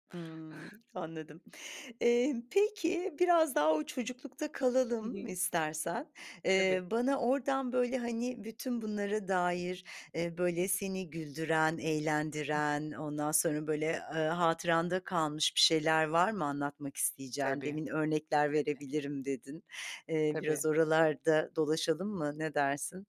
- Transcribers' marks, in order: other background noise; tapping
- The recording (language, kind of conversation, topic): Turkish, podcast, Çocukluğundan hâlâ seni güldüren bir anını paylaşır mısın?